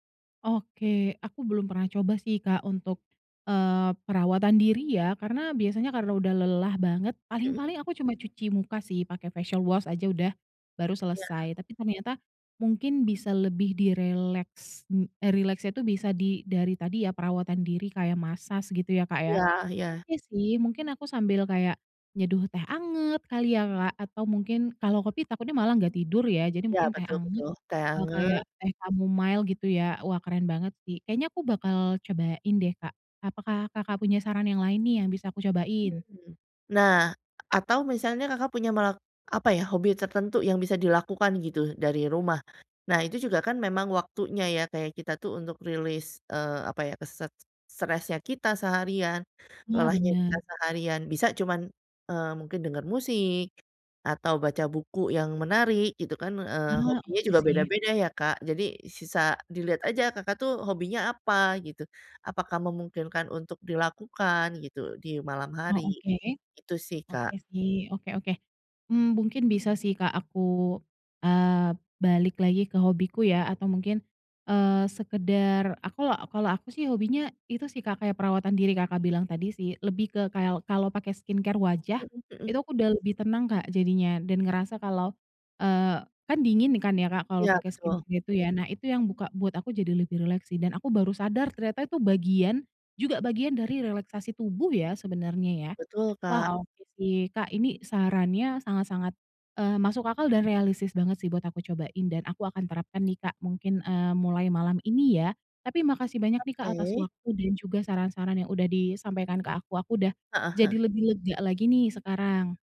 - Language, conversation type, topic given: Indonesian, advice, Bagaimana cara mulai rileks di rumah setelah hari yang melelahkan?
- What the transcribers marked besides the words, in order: in English: "facial wash"; in English: "massage"; in English: "chamomile"; in English: "skincare"; in English: "skincare"; "relaksasi" said as "releksasi"